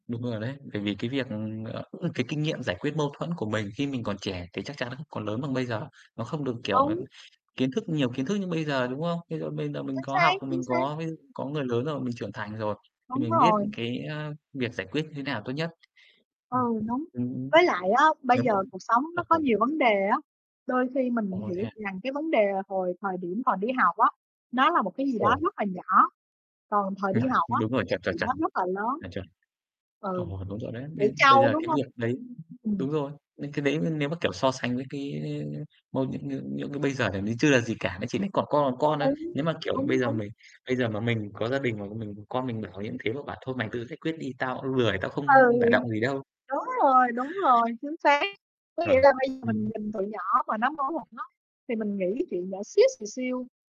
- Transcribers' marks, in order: other background noise; distorted speech; tapping; chuckle
- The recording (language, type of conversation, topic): Vietnamese, unstructured, Bạn thường làm gì khi xảy ra mâu thuẫn với bạn bè?